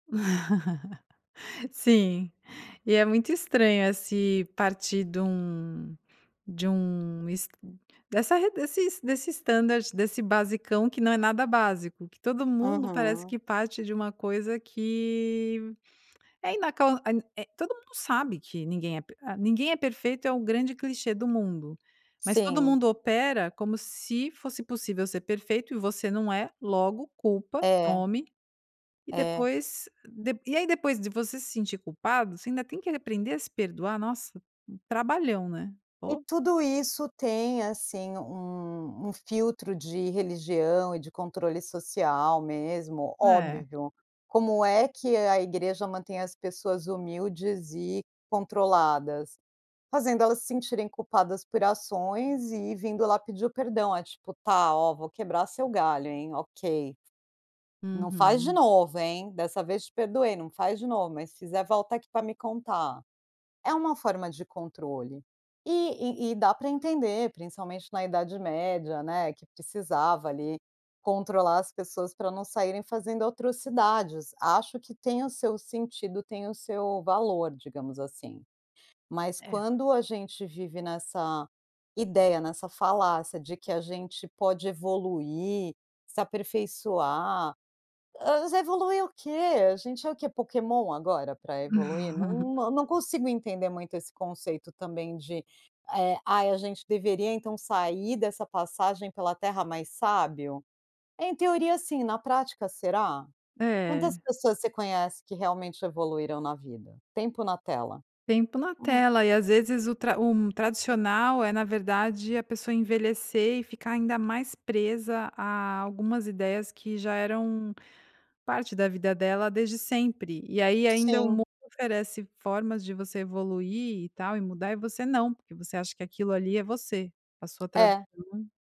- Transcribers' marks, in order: giggle; in English: "standard"; giggle; unintelligible speech
- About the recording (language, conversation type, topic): Portuguese, podcast, O que te ajuda a se perdoar?